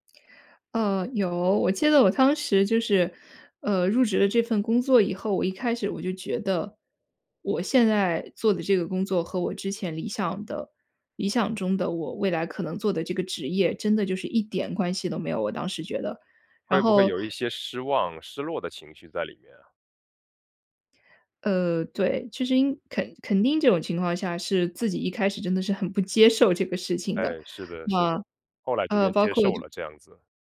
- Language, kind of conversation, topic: Chinese, podcast, 你觉得人生目标和职业目标应该一致吗？
- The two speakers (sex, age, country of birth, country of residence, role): female, 25-29, China, France, guest; male, 30-34, China, United States, host
- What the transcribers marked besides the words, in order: none